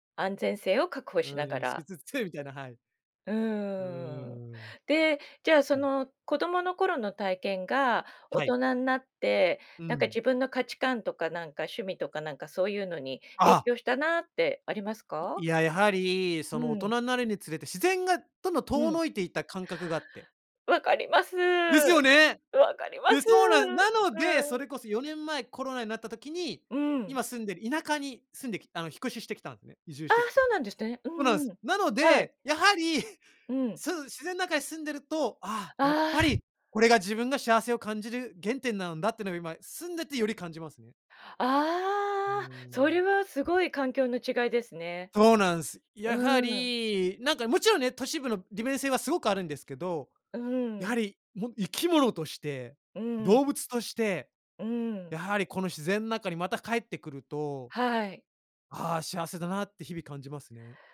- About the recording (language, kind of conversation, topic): Japanese, podcast, 子どもの頃に体験した自然の中での出来事で、特に印象に残っているのは何ですか？
- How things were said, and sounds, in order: joyful: "ですよね！"